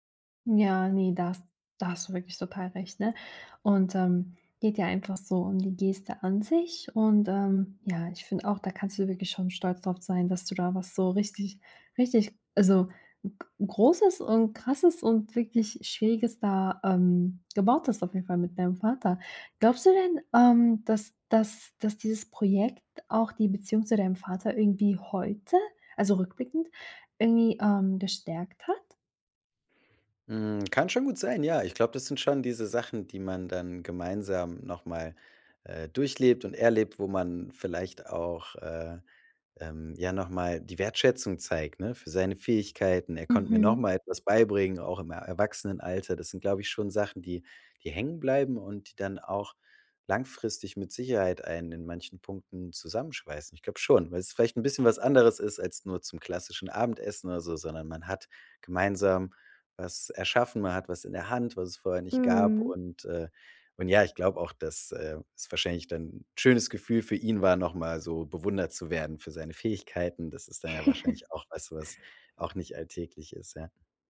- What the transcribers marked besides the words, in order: giggle
- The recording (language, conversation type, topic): German, podcast, Was war dein stolzestes Bastelprojekt bisher?